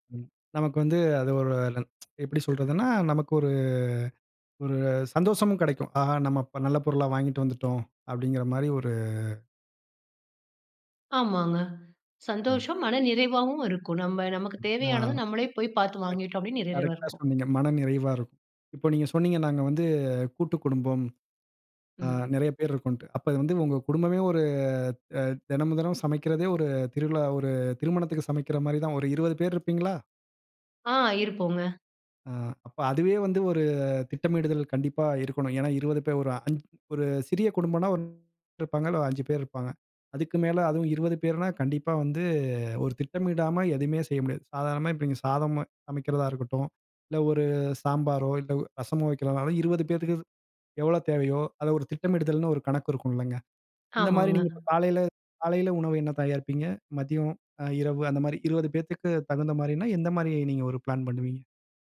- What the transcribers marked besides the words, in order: teeth sucking; drawn out: "ஒரு"; "அப்டின்னு" said as "அப்டின்"; unintelligible speech
- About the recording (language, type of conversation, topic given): Tamil, podcast, ஒரு பெரிய விருந்துச் சமையலை முன்கூட்டியே திட்டமிடும்போது நீங்கள் முதலில் என்ன செய்வீர்கள்?